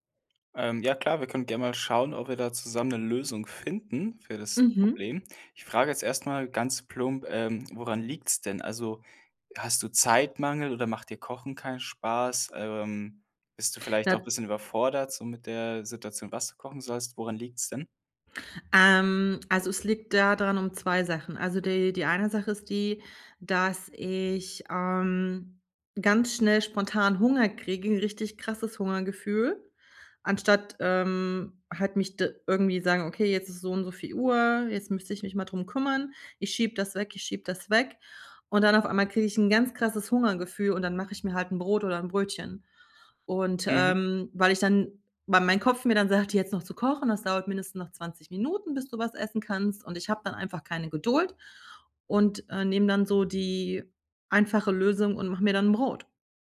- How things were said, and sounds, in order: none
- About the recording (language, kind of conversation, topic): German, advice, Wie kann ich nach der Arbeit trotz Müdigkeit gesunde Mahlzeiten planen, ohne überfordert zu sein?